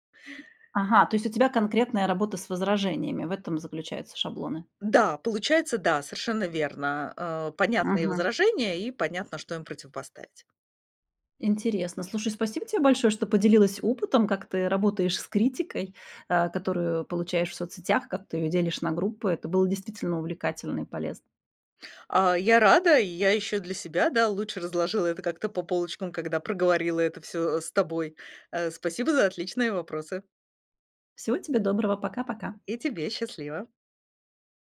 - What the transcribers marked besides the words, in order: other background noise; tapping
- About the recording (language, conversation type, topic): Russian, podcast, Как вы реагируете на критику в социальных сетях?